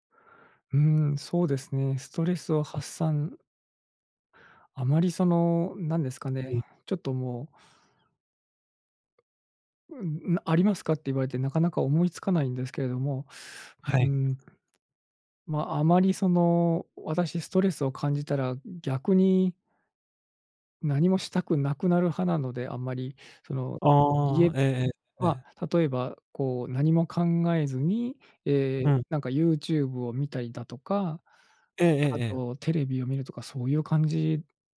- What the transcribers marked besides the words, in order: other background noise
- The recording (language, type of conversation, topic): Japanese, advice, 夜なかなか寝つけず毎晩寝不足で困っていますが、どうすれば改善できますか？